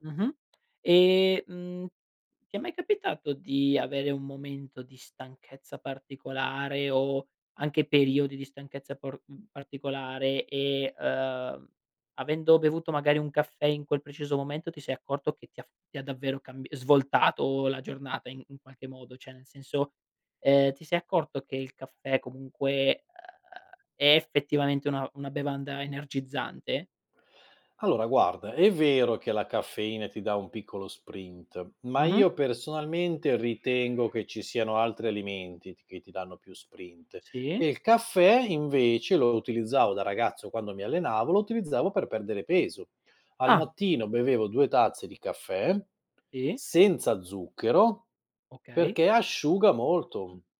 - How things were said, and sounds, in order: "cioè" said as "ceh"; other background noise; unintelligible speech; unintelligible speech
- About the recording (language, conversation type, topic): Italian, podcast, Come bilanci la caffeina e il riposo senza esagerare?